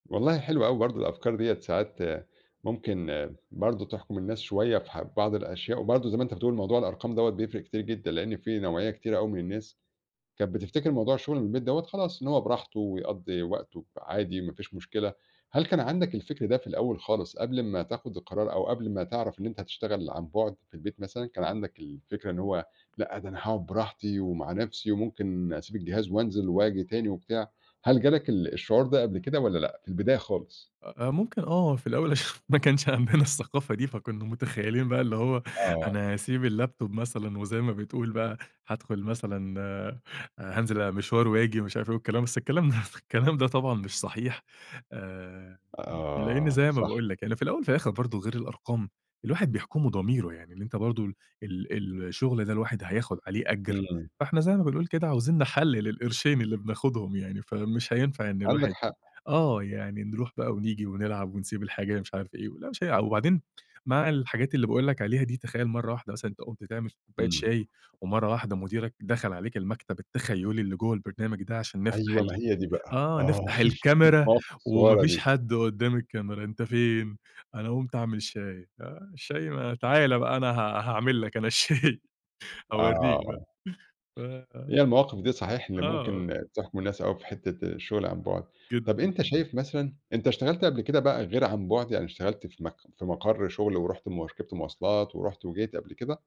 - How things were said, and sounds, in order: laughing while speaking: "ما كانش عندنا الثقافة دي"; in English: "الlaptop"; laughing while speaking: "الكلام ده"; chuckle; laughing while speaking: "هاعمَل لك أنا الشاي، هاوريك بقى"
- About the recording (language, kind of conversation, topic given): Arabic, podcast, إيه رأيك في الشغل عن بُعد؟